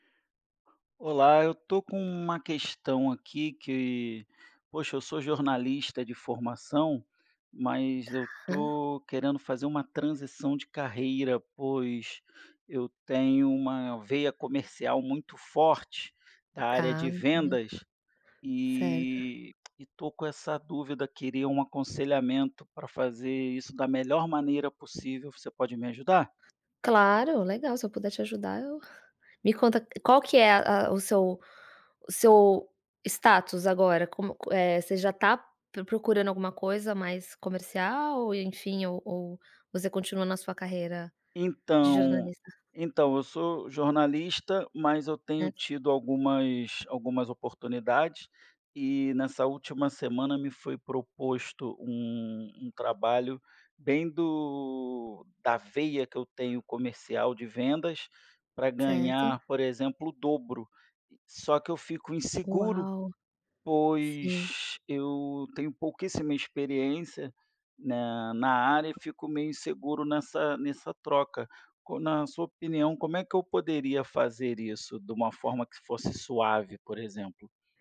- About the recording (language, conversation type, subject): Portuguese, advice, Como posso lidar com o medo intenso de falhar ao assumir uma nova responsabilidade?
- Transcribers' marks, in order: tapping